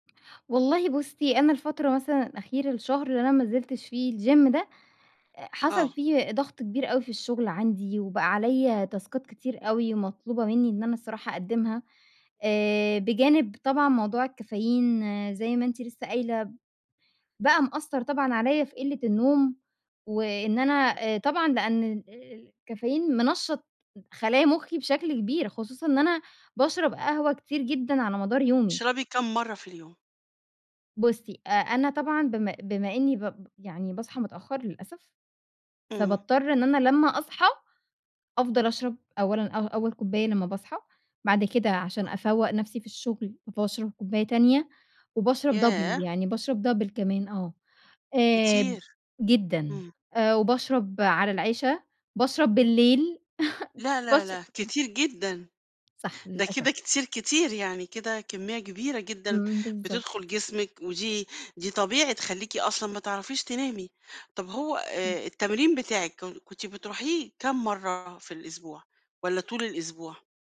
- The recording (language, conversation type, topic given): Arabic, advice, ليه مش قادر تلتزم بروتين تمرين ثابت؟
- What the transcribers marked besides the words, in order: in English: "الgym"; in English: "تاسكات"; in English: "double"; in English: "double"; chuckle; laughing while speaking: "باش"